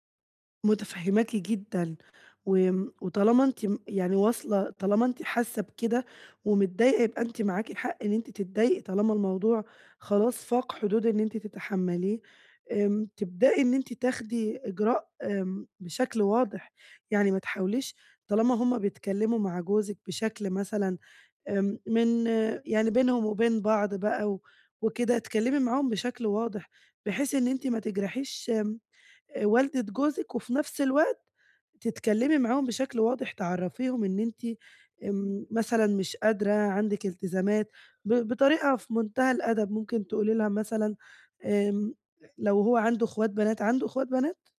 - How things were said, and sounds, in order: none
- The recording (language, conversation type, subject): Arabic, advice, إزاي أتعامل مع الزعل اللي جوايا وأحط حدود واضحة مع العيلة؟